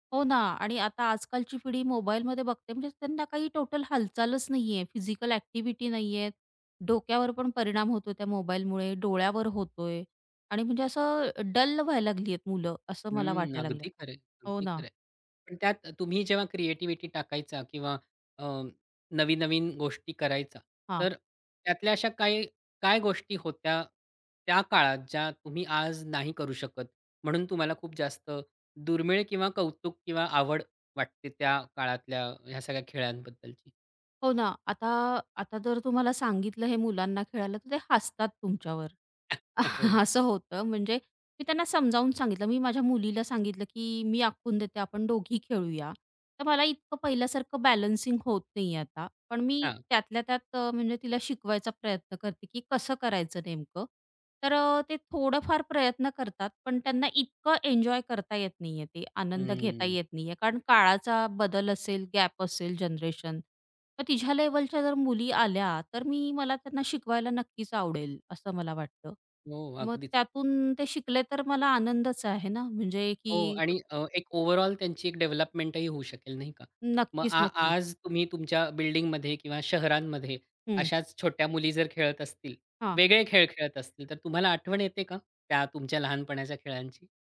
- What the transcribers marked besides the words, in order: other background noise; laughing while speaking: "हो"; laughing while speaking: "असं"; other noise
- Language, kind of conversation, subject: Marathi, podcast, जुन्या पद्धतीचे खेळ अजून का आवडतात?